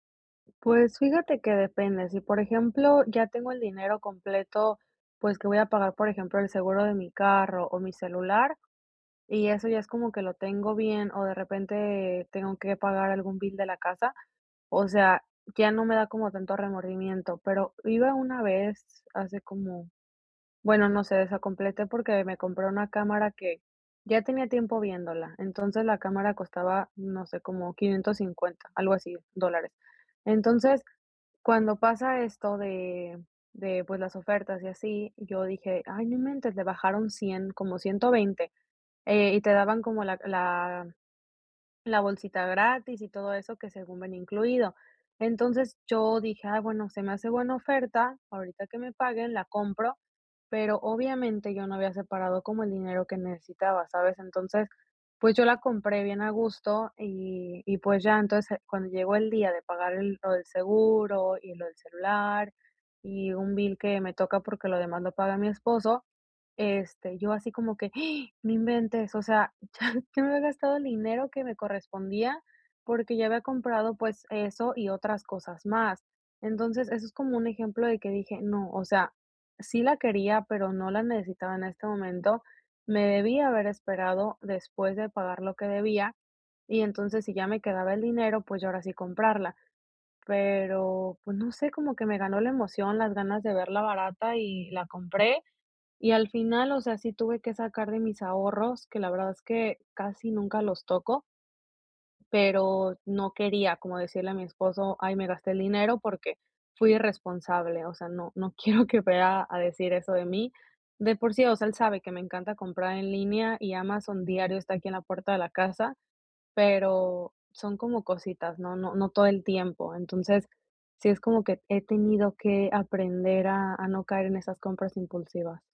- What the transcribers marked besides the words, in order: tapping; in English: "bill"; in English: "bill"; gasp; laughing while speaking: "ya"; laughing while speaking: "quiero que"
- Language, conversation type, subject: Spanish, advice, ¿Cómo puedo comprar sin caer en compras impulsivas?